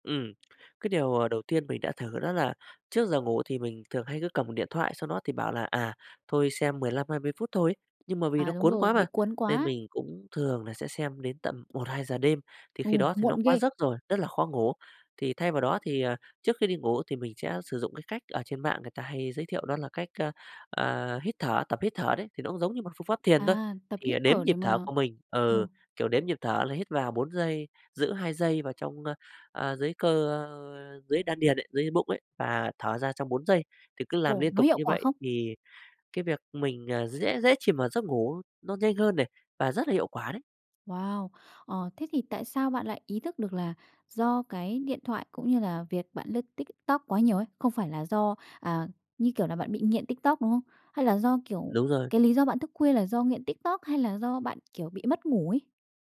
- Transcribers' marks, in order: tapping; "sẽ" said as "dẽ"
- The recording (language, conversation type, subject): Vietnamese, podcast, Bạn có mẹo nào để ngủ ngon mà không bị màn hình ảnh hưởng không?